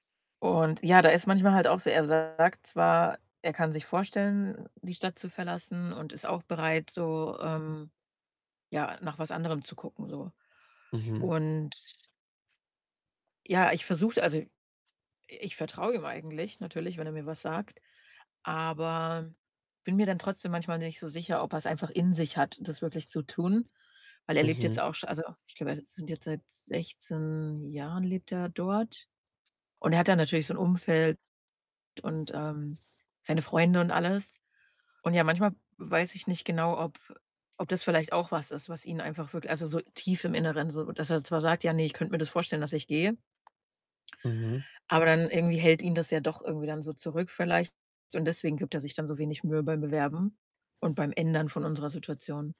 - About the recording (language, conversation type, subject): German, advice, Wie belastet dich eure Fernbeziehung in Bezug auf Nähe, Vertrauen und Kommunikation?
- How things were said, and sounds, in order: static; other background noise; distorted speech; unintelligible speech